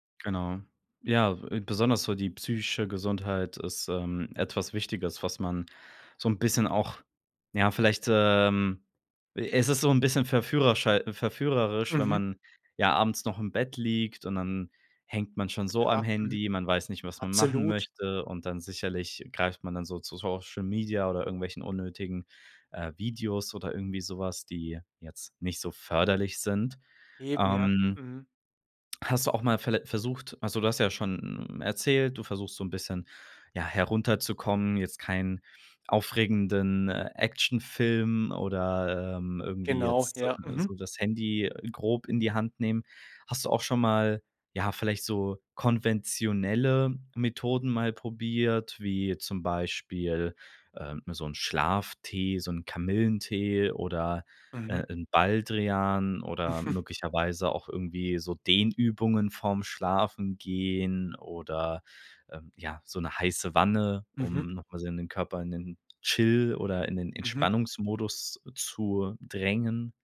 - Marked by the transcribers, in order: none
- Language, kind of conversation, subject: German, podcast, Wie schaltest du beim Schlafen digital ab?